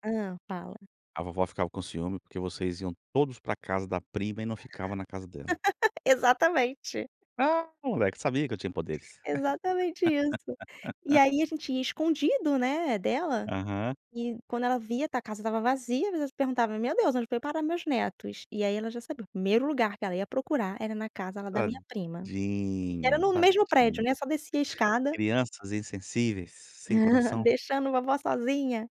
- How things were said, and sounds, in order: laugh; laugh; laugh; other background noise; laugh
- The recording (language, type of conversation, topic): Portuguese, podcast, Qual receita sempre te lembra de alguém querido?